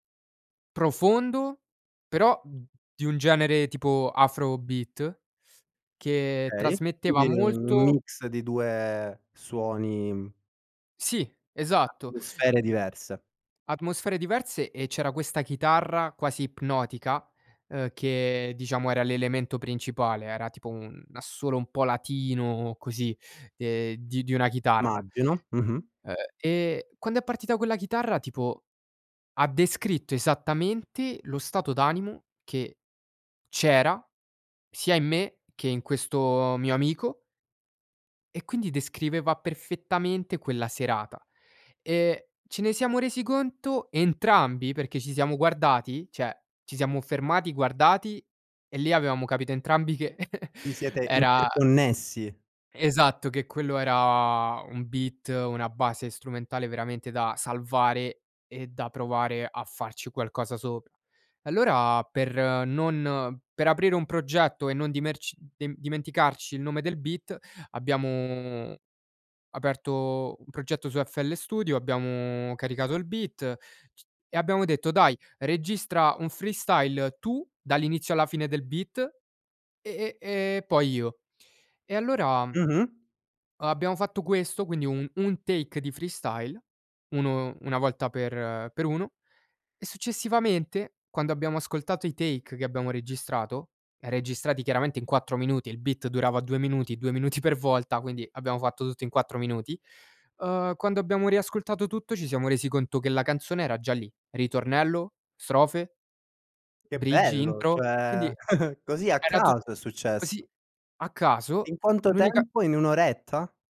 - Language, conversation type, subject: Italian, podcast, Cosa fai per entrare in uno stato di flow?
- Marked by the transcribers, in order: chuckle; in English: "beat"; in English: "beat"; in English: "beat"; other background noise; in English: "freestyle"; in English: "beat"; in English: "take"; in English: "take"; in English: "beat"; giggle; in English: "bridge"